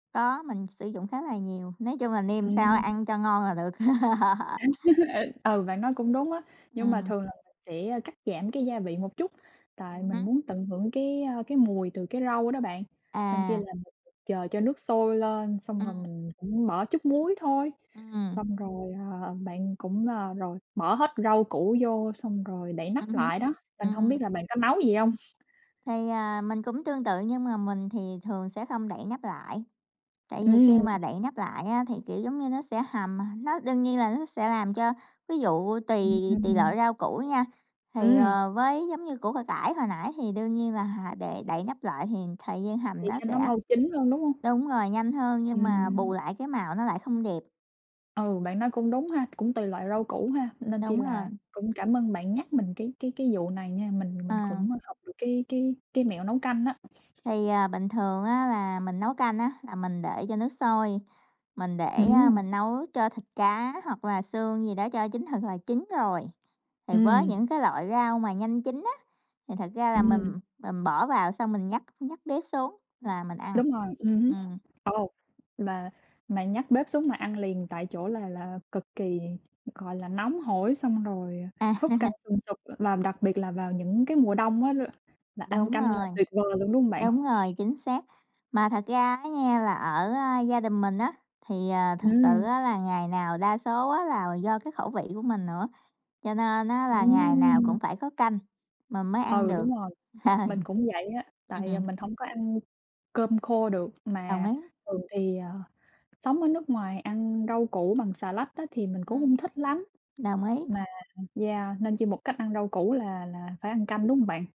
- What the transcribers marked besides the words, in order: other background noise; unintelligible speech; laugh; laughing while speaking: "Ừ"; tapping; chuckle; laughing while speaking: "À"; chuckle
- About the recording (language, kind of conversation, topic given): Vietnamese, unstructured, Bạn có bí quyết nào để nấu canh ngon không?